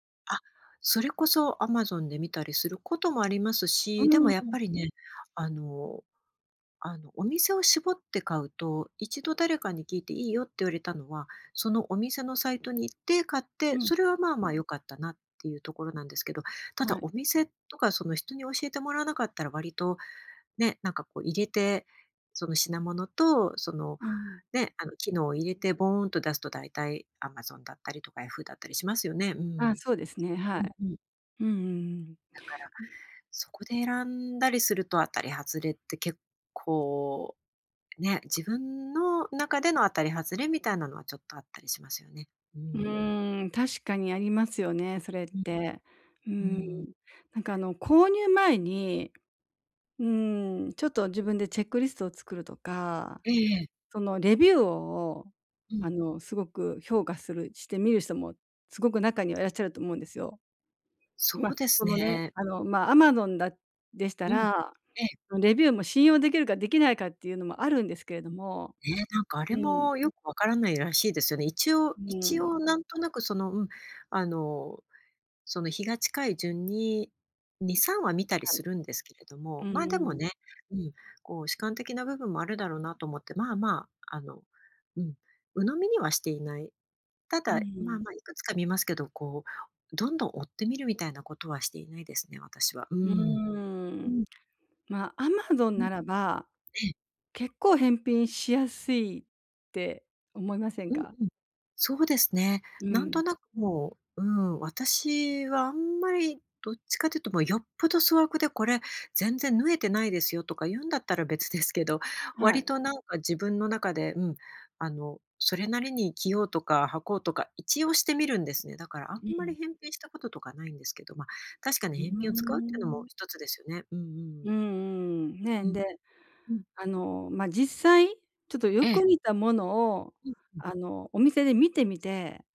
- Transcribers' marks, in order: none
- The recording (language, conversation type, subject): Japanese, advice, オンラインでの買い物で失敗が多いのですが、どうすれば改善できますか？